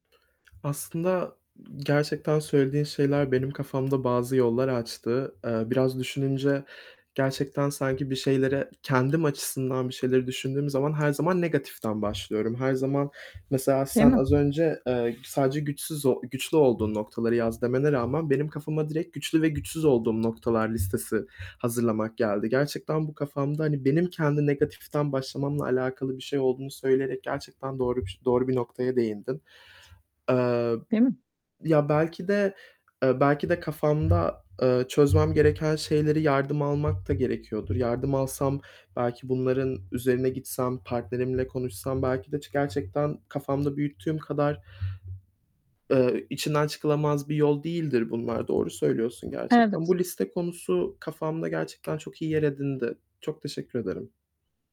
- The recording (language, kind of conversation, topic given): Turkish, advice, Yeni bir ilişkiye başlarken çekingenlik ve kendine güvensizlikle nasıl başa çıkabilirim?
- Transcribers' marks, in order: other background noise